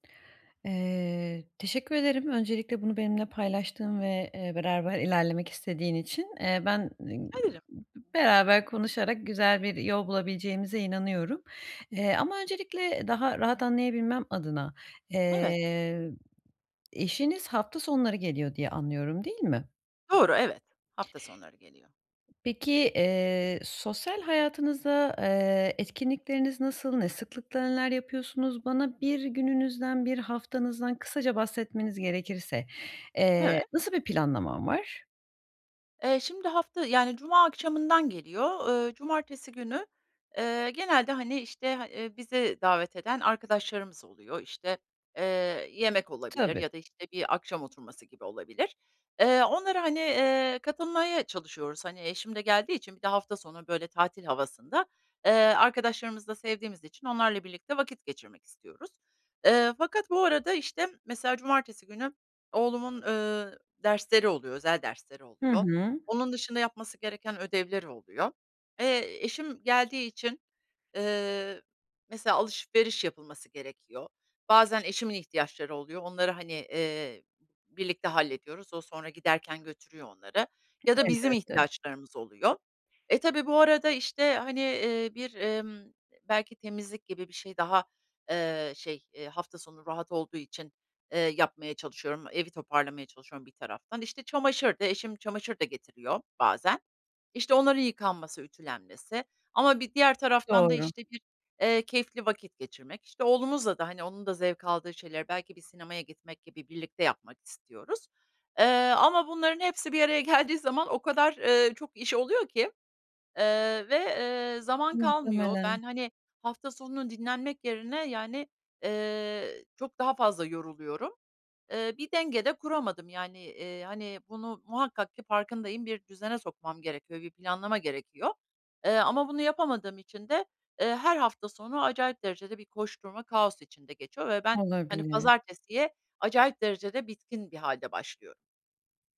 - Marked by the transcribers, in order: unintelligible speech; other noise; tapping; other background noise; laughing while speaking: "geldiği"
- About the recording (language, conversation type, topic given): Turkish, advice, Hafta sonları sosyal etkinliklerle dinlenme ve kişisel zamanımı nasıl daha iyi dengelerim?